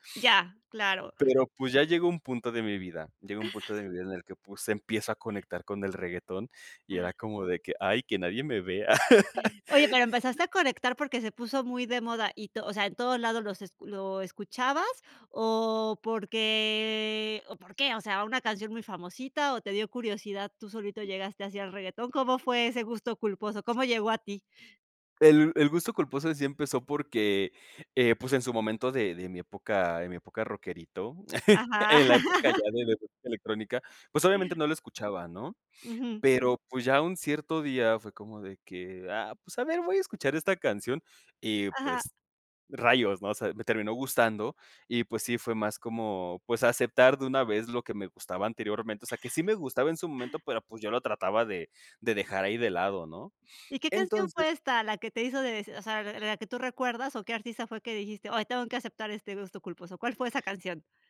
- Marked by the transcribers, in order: chuckle; laugh; chuckle; laugh; other noise; chuckle
- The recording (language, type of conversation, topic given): Spanish, podcast, ¿Cómo describirías la banda sonora de tu vida?